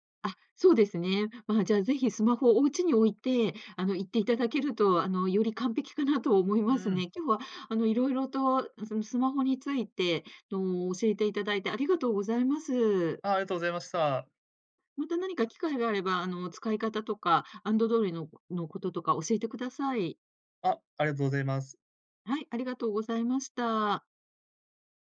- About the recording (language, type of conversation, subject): Japanese, podcast, スマホと上手に付き合うために、普段どんな工夫をしていますか？
- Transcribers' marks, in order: "アンドロイド" said as "アンドドイ"